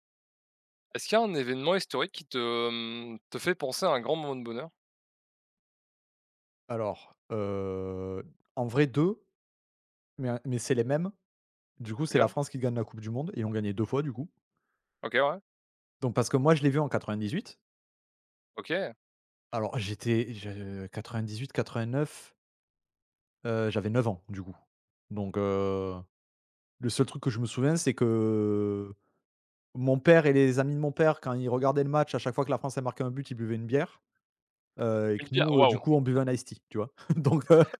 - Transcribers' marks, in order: other noise; chuckle; laughing while speaking: "Donc heu"
- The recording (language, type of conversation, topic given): French, unstructured, Quel événement historique te rappelle un grand moment de bonheur ?